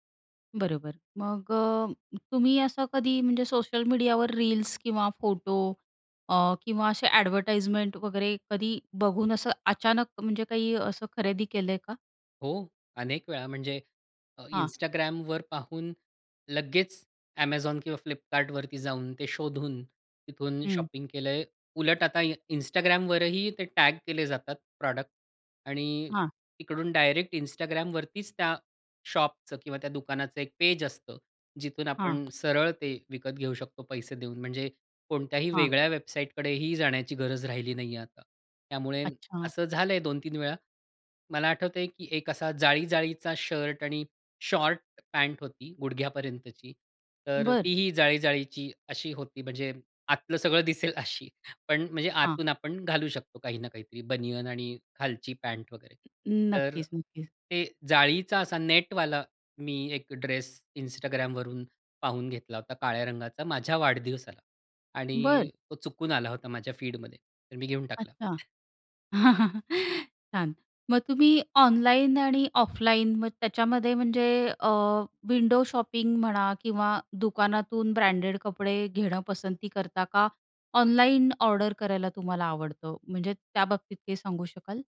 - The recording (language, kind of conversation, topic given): Marathi, podcast, सामाजिक माध्यमांमुळे तुमची कपड्यांची पसंती बदलली आहे का?
- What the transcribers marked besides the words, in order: in English: "एडव्हर्टाइजमेंट"; in English: "शॉपिंग"; in English: "शॉपचं"; other noise; other background noise; chuckle; in English: "विंडो शॉपिंग"